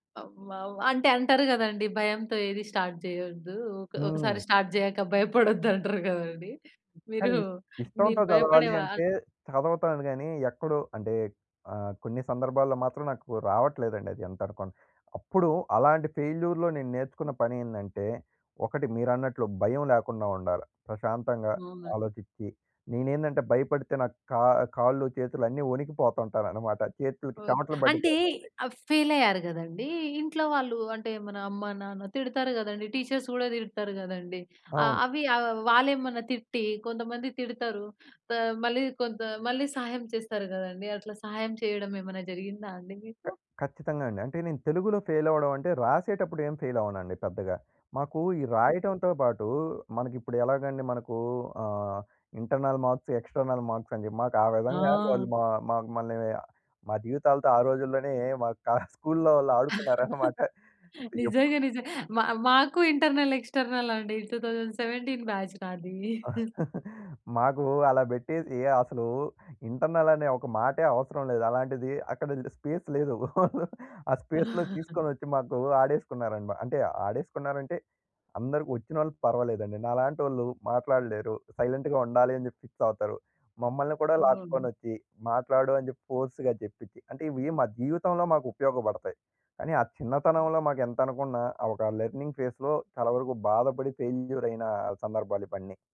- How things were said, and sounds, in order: in English: "స్టార్ట్"; in English: "స్టార్ట్"; laughing while speaking: "భయపడొద్దు అంటారు కదండీ! మీరు"; in English: "ఫెయిల్యూర్‌లో"; in English: "ఫెయిల్"; in English: "టీచర్స్"; in English: "ఫెయిల్"; in English: "ఇంటర్నల్ మార్క్స్, ఎక్స్‌టర్నల్ మార్క్స్"; in English: "స్కూల్‌లో వాళ్ళు ఆడుకున్నారన్నమాట"; chuckle; in English: "ఇంటర్నల్, ఎక్స్‌టర్నల్"; in English: "టు థౌసండ్ సెవెన్‌టీన్ బ్యాచ్"; chuckle; tapping; in English: "ఇంటర్నల్"; in English: "స్పేస్"; chuckle; in English: "స్పేస్‌లో"; chuckle; in English: "సైలెంట్‌గా"; in English: "ఫిక్స్"; in English: "ఫోర్స్‌గా"; in English: "లెర్నింగ్ ఫేస్‍లో"; in English: "ఫెయిల్యూర్"
- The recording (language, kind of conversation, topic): Telugu, podcast, పరీక్షలో పరాజయం మీకు ఎలా మార్గదర్శకమైంది?